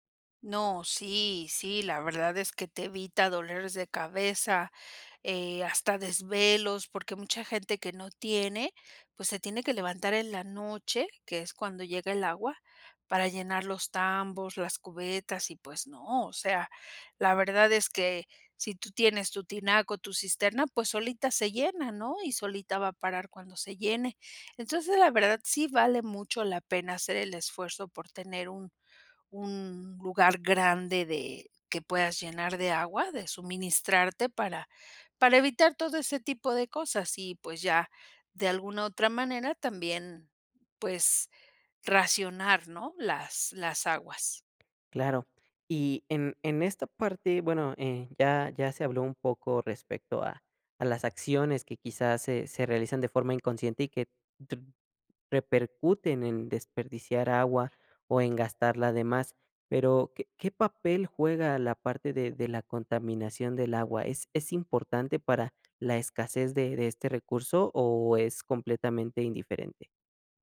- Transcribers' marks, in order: tapping
- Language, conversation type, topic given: Spanish, podcast, ¿Qué consejos darías para ahorrar agua en casa?